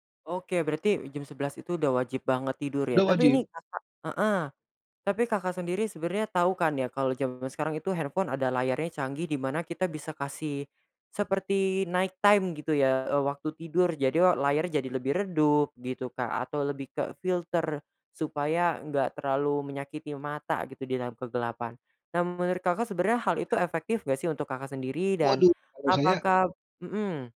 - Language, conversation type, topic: Indonesian, podcast, Gimana kamu mengatur penggunaan layar dan gawai sebelum tidur?
- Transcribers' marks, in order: in English: "night time"